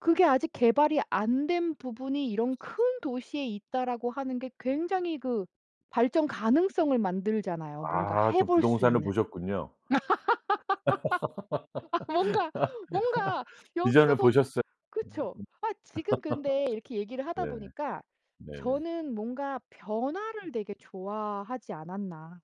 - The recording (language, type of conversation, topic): Korean, podcast, 대도시로 갈지 지방에 남을지 어떻게 결정하시나요?
- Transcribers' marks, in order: other background noise; laugh; unintelligible speech; laugh